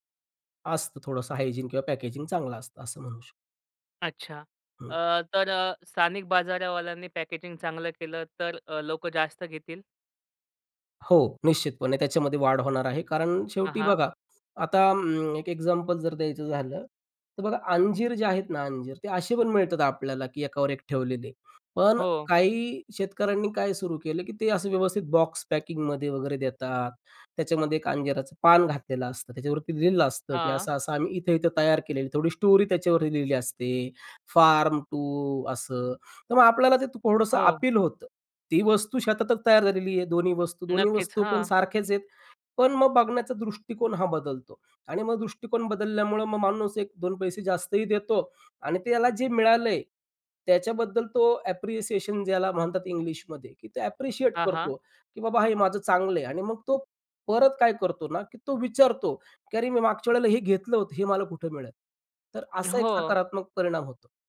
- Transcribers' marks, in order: in English: "हायजीन"; tapping; in English: "पॅकेजिंग"; in English: "पॅकेजिंग"; other background noise; in English: "पॅकिंगमध्ये"; in English: "स्टोरी"; in English: "फार्म टू"; in English: "ॲप्रिसिएशन"; in English: "ॲप्रिशिएट"
- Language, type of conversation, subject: Marathi, podcast, स्थानिक बाजारातून खरेदी करणे तुम्हाला अधिक चांगले का वाटते?